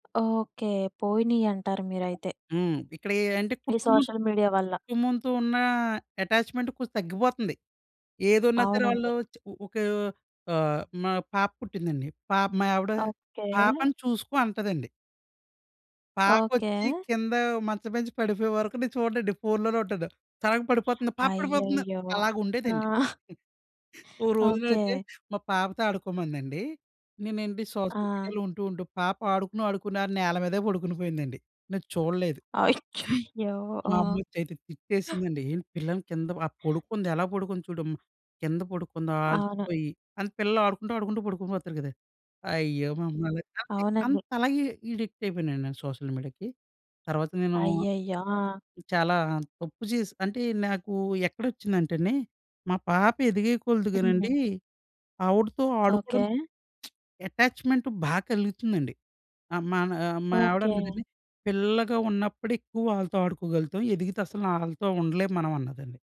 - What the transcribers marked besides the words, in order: in English: "సోషల్ మీడియా"; in English: "ఎటాచ్‌మెంట్"; in English: "సడెన్‌గా"; surprised: "పాప పడిపోతుందా!"; chuckle; other background noise; in English: "సోషల్ మీడియాలో"; laughing while speaking: "అయ్యయ్యో!"; in English: "సోషల్ మీడియాకి"; lip smack; in English: "ఎటాచ్‌మెంట్"
- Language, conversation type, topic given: Telugu, podcast, సామాజిక మాధ్యమాలు మీ వ్యక్తిగత సంబంధాలను ఎలా మార్చాయి?